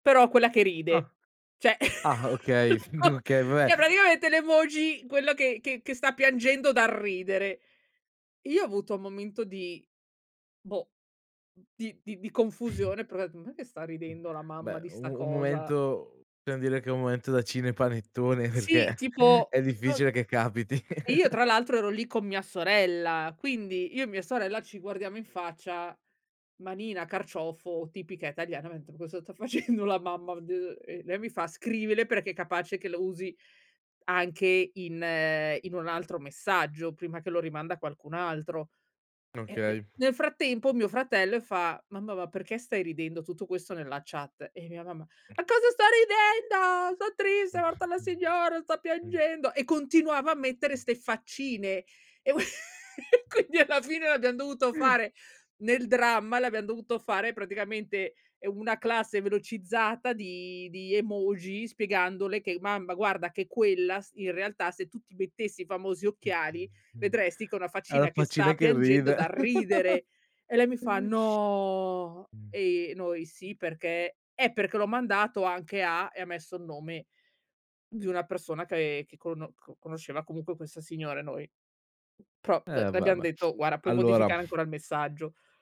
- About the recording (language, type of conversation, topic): Italian, podcast, Perché le emoji a volte creano equivoci?
- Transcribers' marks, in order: "Cioè" said as "ceh"; chuckle; "cioè" said as "ceh"; other background noise; other noise; laughing while speaking: "perché"; chuckle; laughing while speaking: "facendo"; unintelligible speech; put-on voice: "A cosa sto ridendo? Son triste, è morta la signora, sto piangendo"; tapping; laughing while speaking: "qu quindi"; chuckle; drawn out: "di"; chuckle; drawn out: "No"; "Guarda" said as "guara"